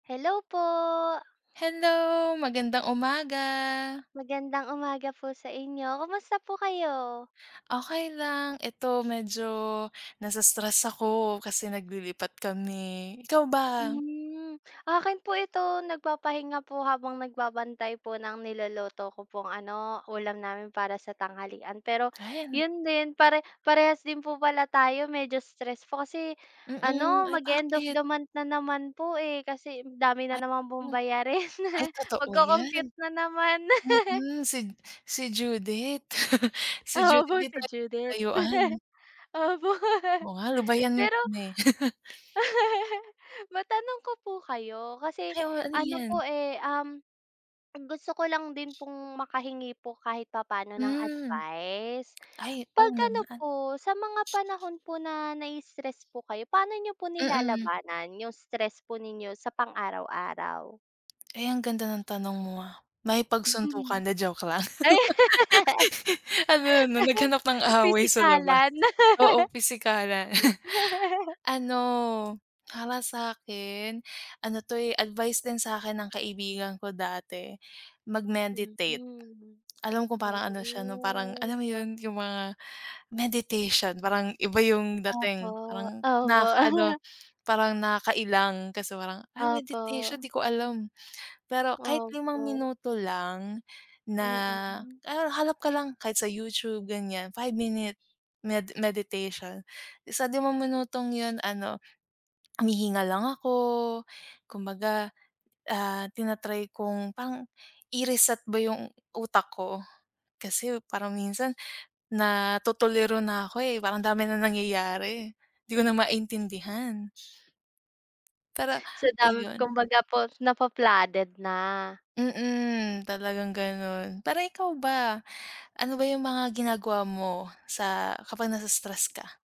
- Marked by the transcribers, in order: drawn out: "po!"; other background noise; tapping; drawn out: "Hmm"; laughing while speaking: "bayarin"; laugh; chuckle; chuckle; laugh; chuckle; laugh; laugh; chuckle; drawn out: "Ano"; laugh; drawn out: "oh!"; chuckle; other animal sound
- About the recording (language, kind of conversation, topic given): Filipino, unstructured, Paano mo nilalabanan ang stress sa pang-araw-araw na buhay?